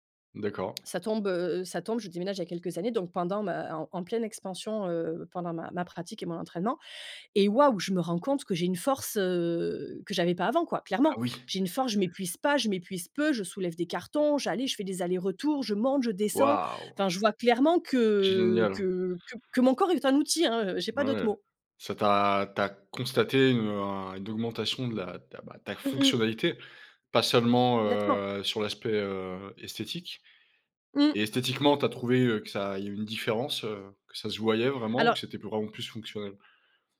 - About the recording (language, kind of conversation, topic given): French, podcast, Peux-tu me parler d’un loisir qui te passionne et m’expliquer comment tu as commencé ?
- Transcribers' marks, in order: tapping